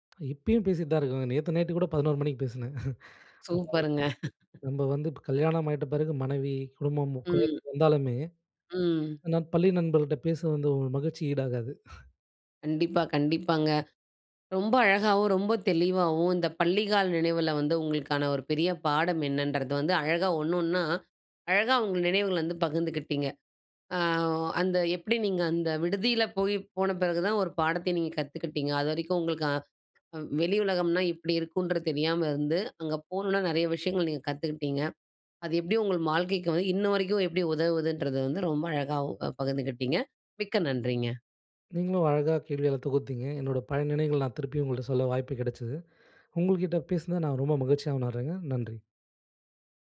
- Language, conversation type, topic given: Tamil, podcast, பள்ளிக்கால நினைவில் உனக்கு மிகப்பெரிய பாடம் என்ன?
- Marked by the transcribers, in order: other noise; chuckle; unintelligible speech; chuckle